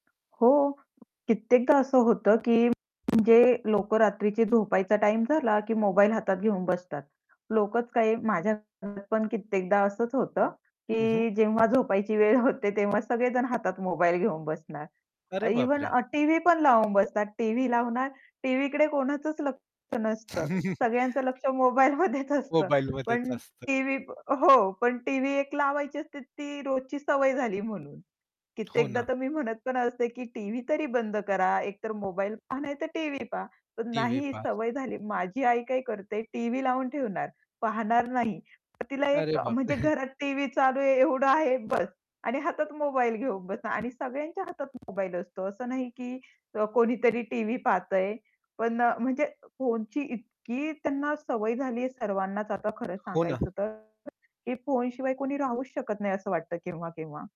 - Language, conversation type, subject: Marathi, podcast, तुम्ही रात्री फोनचा वापर कसा नियंत्रित करता, आणि त्यामुळे तुमची झोप प्रभावित होते का?
- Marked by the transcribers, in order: tapping; other background noise; mechanical hum; distorted speech; laugh; laughing while speaking: "मोबाईलमध्येच असतं"; chuckle